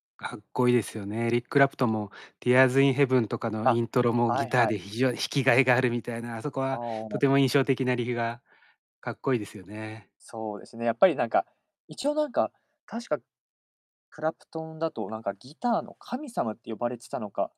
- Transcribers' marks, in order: other background noise
- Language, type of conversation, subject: Japanese, podcast, 最近ハマっている趣味は何ですか？